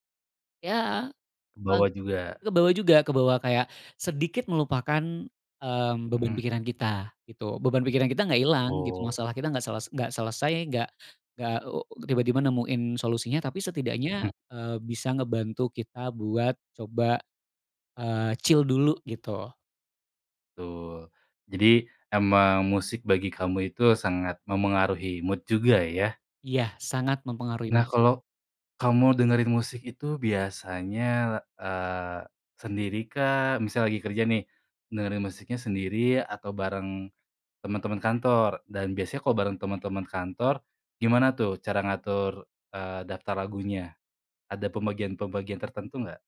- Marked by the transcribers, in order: in English: "chill"; in English: "mood"
- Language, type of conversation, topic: Indonesian, podcast, Bagaimana musik memengaruhi suasana hatimu sehari-hari?